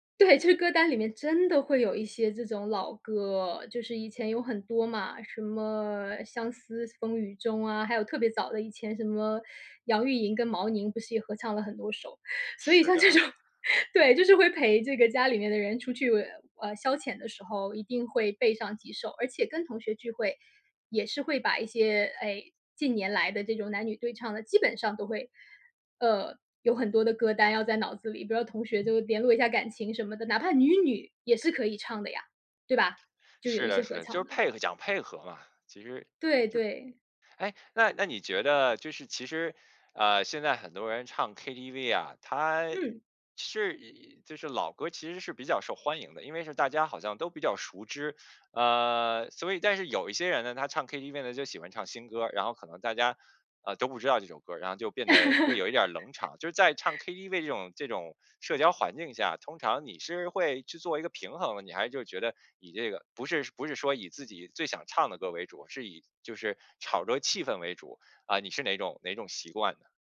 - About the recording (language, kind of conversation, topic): Chinese, podcast, 你小时候有哪些一听就会跟着哼的老歌？
- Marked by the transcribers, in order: laughing while speaking: "这种"; laugh